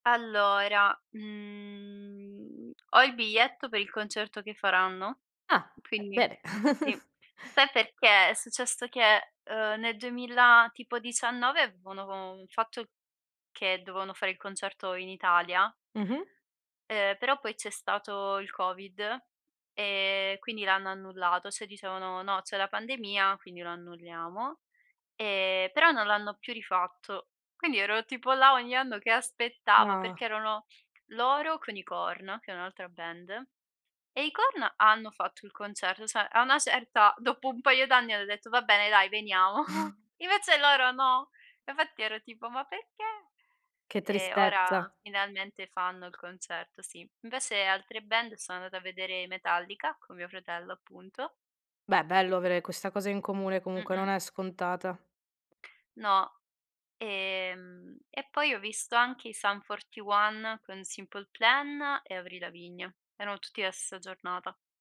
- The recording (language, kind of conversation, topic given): Italian, podcast, In che modo la tua cultura familiare ha influenzato i tuoi gusti musicali?
- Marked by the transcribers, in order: drawn out: "mhmm"; chuckle; "cioè" said as "ceh"; tapping; other noise; chuckle